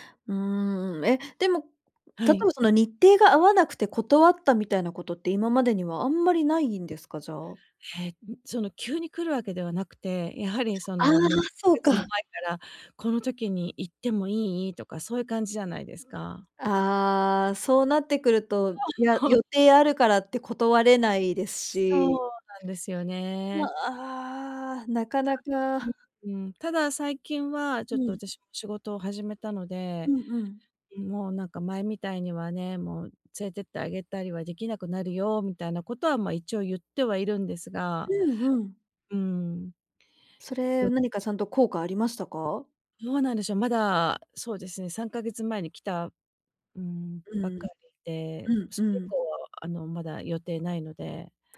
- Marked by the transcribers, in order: other background noise; cough
- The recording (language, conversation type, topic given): Japanese, advice, 家族の集まりで断りづらい頼みを断るには、どうすればよいですか？